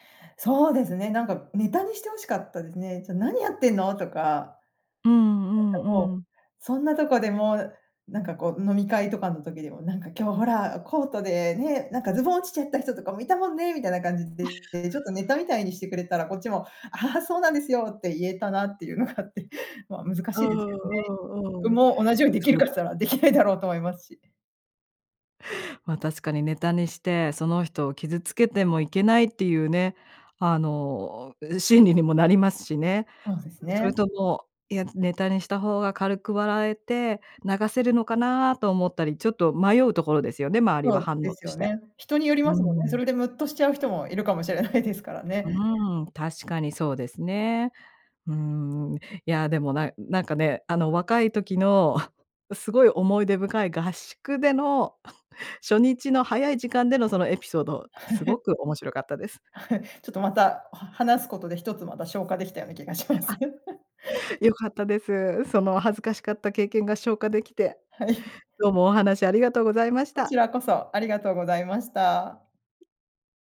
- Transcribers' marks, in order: laugh; chuckle; chuckle; laughing while speaking: "はい"; laughing while speaking: "消化出来たような気がします"; laugh
- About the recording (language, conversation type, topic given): Japanese, podcast, あなたがこれまでで一番恥ずかしかった経験を聞かせてください。
- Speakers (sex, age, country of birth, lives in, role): female, 40-44, Japan, United States, guest; female, 45-49, Japan, United States, host